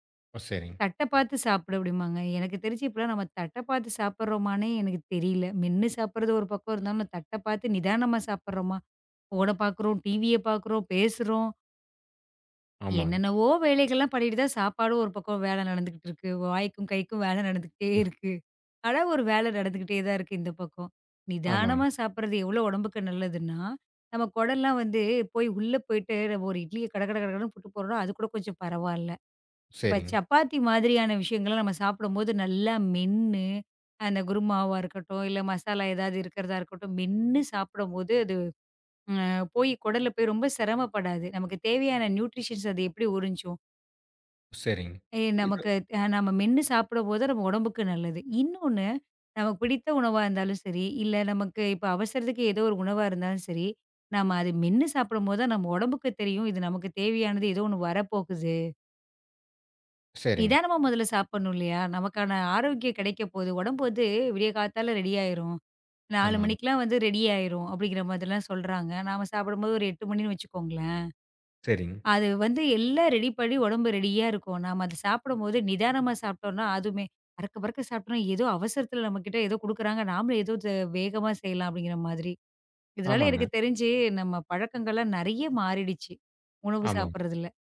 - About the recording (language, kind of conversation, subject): Tamil, podcast, நிதானமாக சாப்பிடுவதால் கிடைக்கும் மெய்நுணர்வு நன்மைகள் என்ன?
- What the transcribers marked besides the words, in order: other noise; laughing while speaking: "வாய்க்கும் கைக்கும் வேலை நடந்துகிட்டே இருக்கு"; tapping; in English: "நியூட்ரிஷ்யன்"